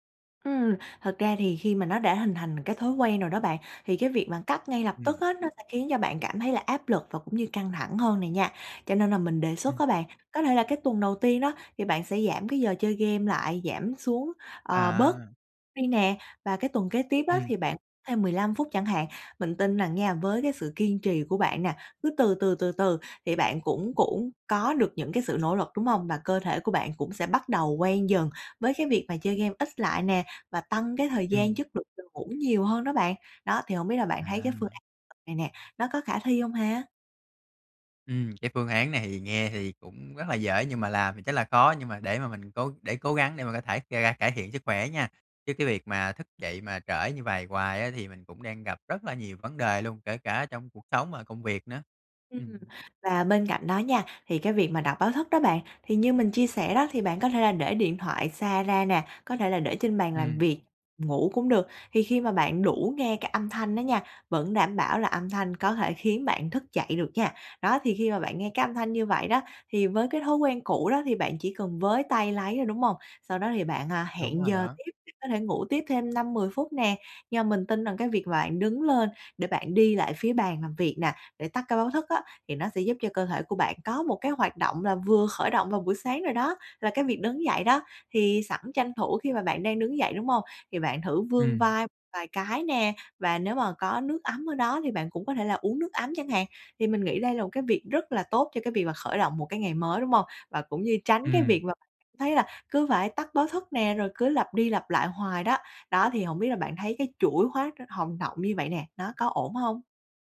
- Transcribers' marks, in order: tapping; unintelligible speech
- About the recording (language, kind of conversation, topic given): Vietnamese, advice, Làm sao để cải thiện thói quen thức dậy đúng giờ mỗi ngày?